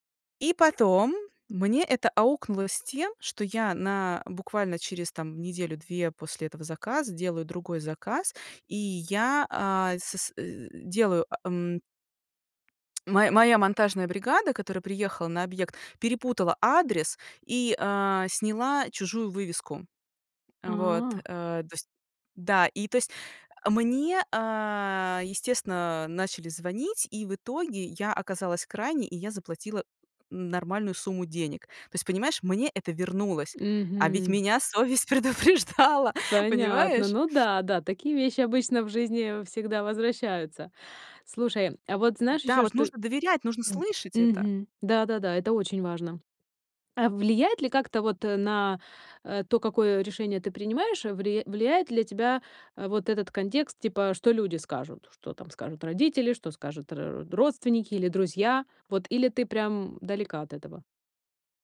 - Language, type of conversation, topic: Russian, podcast, Как научиться доверять себе при важных решениях?
- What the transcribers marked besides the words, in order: tapping; lip smack; laughing while speaking: "предупреждала!"; other background noise